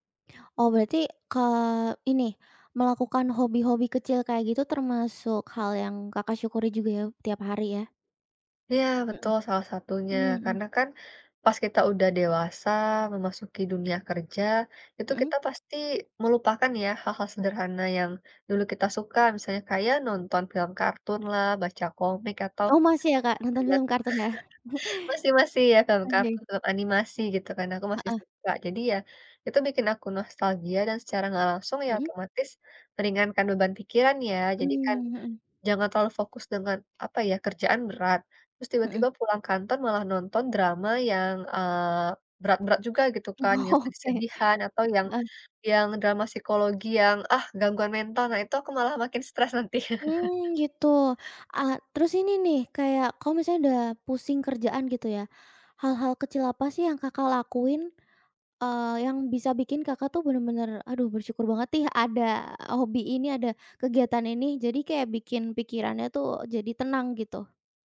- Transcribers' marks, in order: chuckle; chuckle; laughing while speaking: "Oke"; chuckle; "nih" said as "tih"
- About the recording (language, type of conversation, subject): Indonesian, podcast, Hal kecil apa yang bikin kamu bersyukur tiap hari?